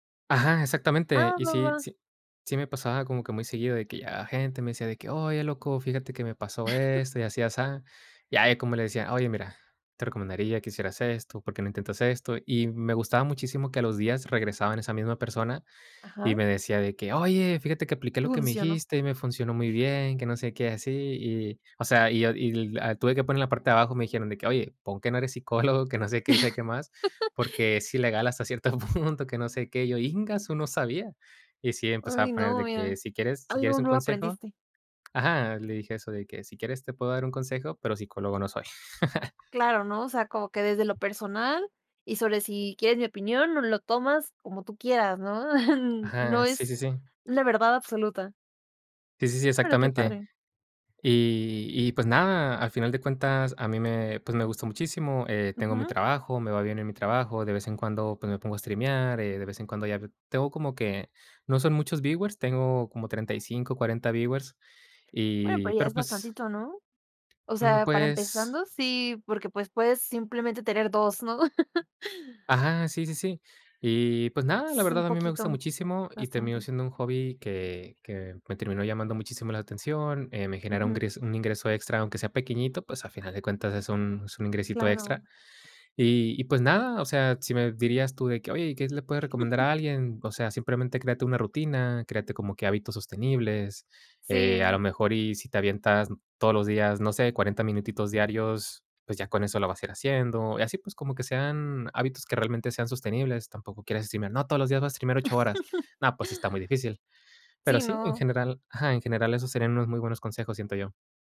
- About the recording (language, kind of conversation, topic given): Spanish, podcast, ¿Qué consejo le darías a alguien que quiere tomarse en serio su pasatiempo?
- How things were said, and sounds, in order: chuckle; other background noise; laugh; laugh; chuckle; laugh; chuckle; laugh